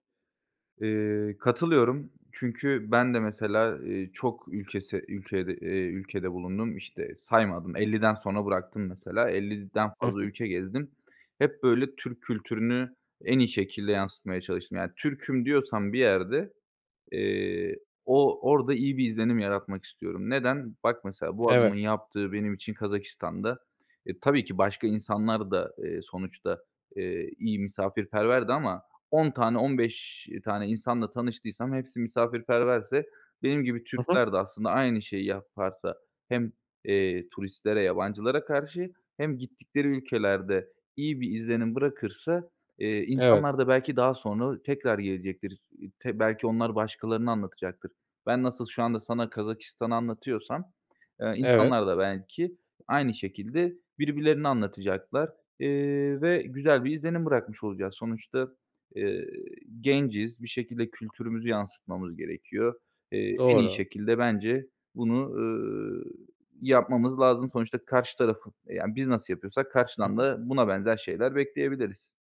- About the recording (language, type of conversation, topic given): Turkish, podcast, En anlamlı seyahat destinasyonun hangisiydi ve neden?
- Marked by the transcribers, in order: unintelligible speech